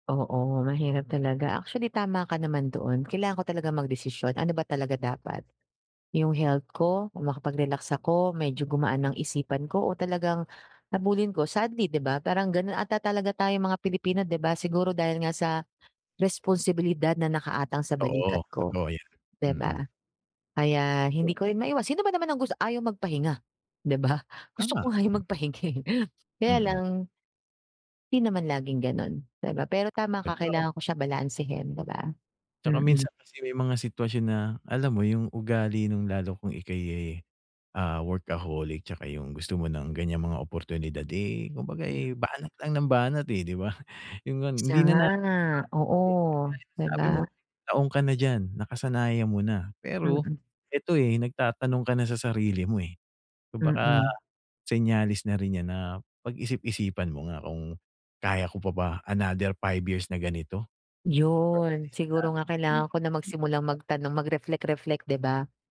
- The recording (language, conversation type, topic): Filipino, advice, Paano ako makakapagpahinga sa bahay kung marami akong distraksiyon?
- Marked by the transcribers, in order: other background noise; unintelligible speech; unintelligible speech; tapping